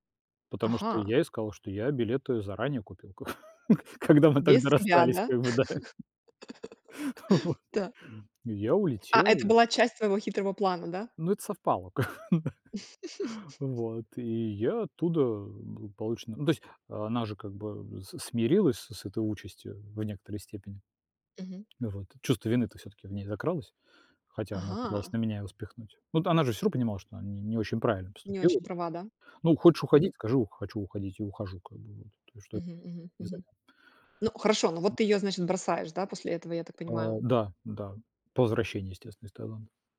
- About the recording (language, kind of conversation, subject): Russian, podcast, Как можно простить измену или серьёзное предательство?
- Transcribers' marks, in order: laugh; laughing while speaking: "когда мы тогда расстались, как бы, да. Вот"; giggle; tapping; other background noise; laughing while speaking: "как бы"; giggle; unintelligible speech